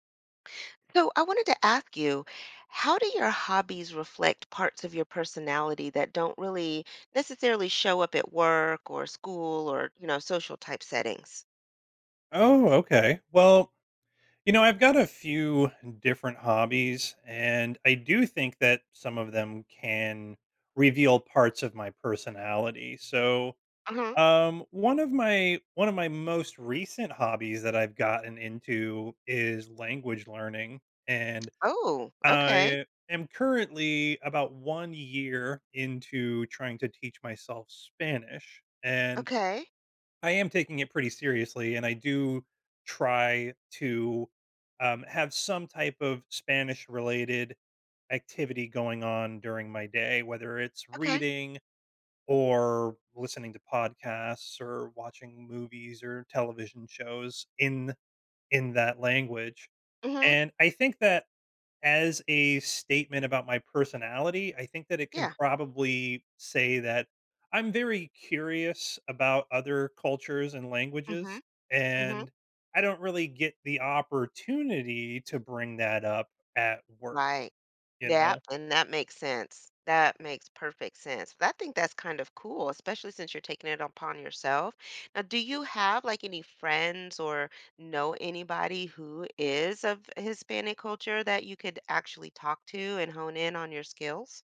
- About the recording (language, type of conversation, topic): English, unstructured, How can hobbies reveal parts of my personality hidden at work?
- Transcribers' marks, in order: other background noise; lip smack; tapping